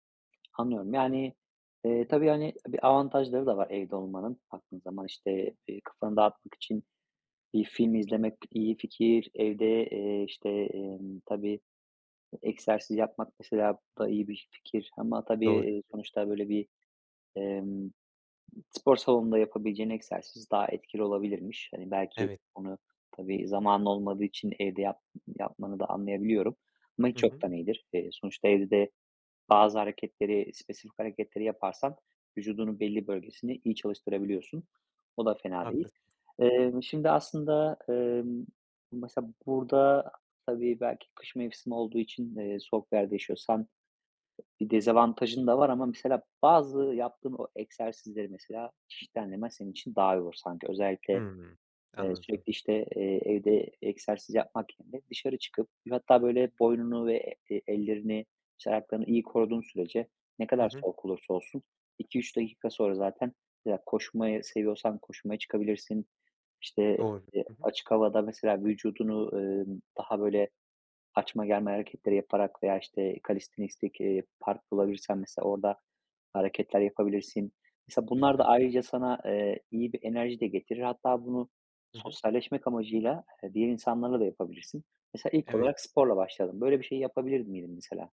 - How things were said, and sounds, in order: tapping; other background noise
- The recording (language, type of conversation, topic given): Turkish, advice, Hafta sonlarımı dinlenmek ve enerji toplamak için nasıl düzenlemeliyim?